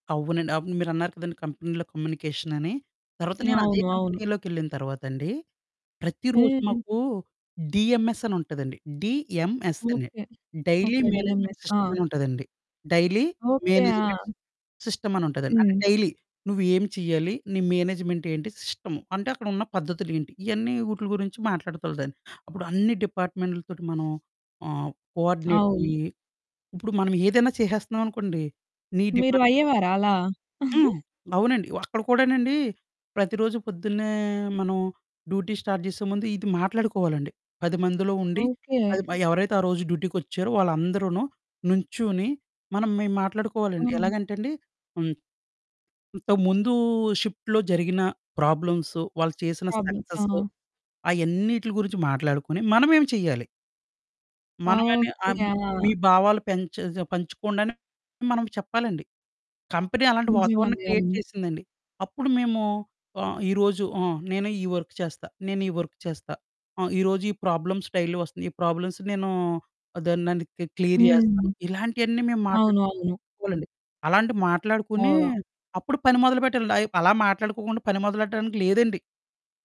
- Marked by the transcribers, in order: in English: "కంపెనీలో కమ్యూనికేషన్"; other background noise; in English: "డిఎంఎస్"; in English: "డి.ఎం.ఎస్"; tapping; in English: "డైలీ మేనేజ్‌మెంట్"; in English: "డిఎంఎస్"; in English: "డైలీ, మేనేజ్‌మెంట్"; in English: "డైలీ"; in English: "మేనేజ్‌మెంట్"; in English: "డిమాండ్"; giggle; in English: "డ్యూటీ స్టార్ట్"; in English: "షిఫ్ట్‌లో"; in English: "ప్రాబ్లమ్స్"; distorted speech; in English: "కంపెనీ"; in English: "క్రియేట్"; in English: "వర్క్"; in English: "వర్క్"; in English: "ప్రాబ్లమ్ స్టైలో"; in English: "ప్రాబ్లమ్స్"; in English: "క్లి క్లియర్"
- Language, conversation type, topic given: Telugu, podcast, బహిరంగంగా భావాలు పంచుకునేలా సురక్షితమైన వాతావరణాన్ని ఎలా రూపొందించగలరు?